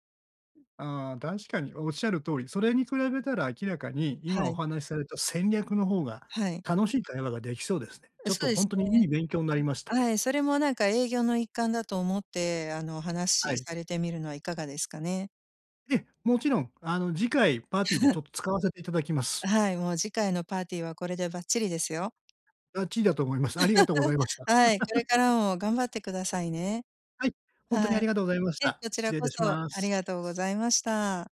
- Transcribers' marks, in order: other noise; laugh; laugh
- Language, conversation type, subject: Japanese, advice, パーティーで自然に会話を続けるにはどうすればいいですか？